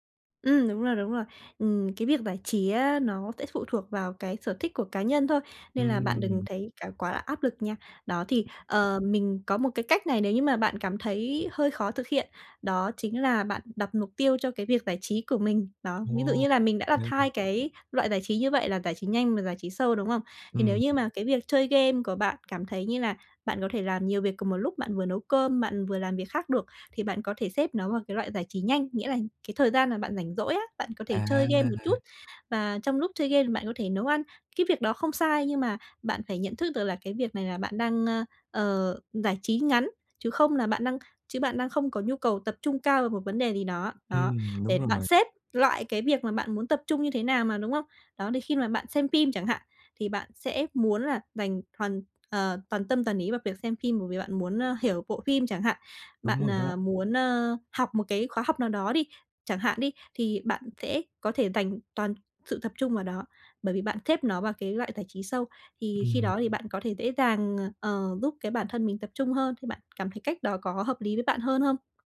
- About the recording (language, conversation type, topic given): Vietnamese, advice, Làm thế nào để tránh bị xao nhãng khi đang thư giãn, giải trí?
- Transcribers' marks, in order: tapping; other background noise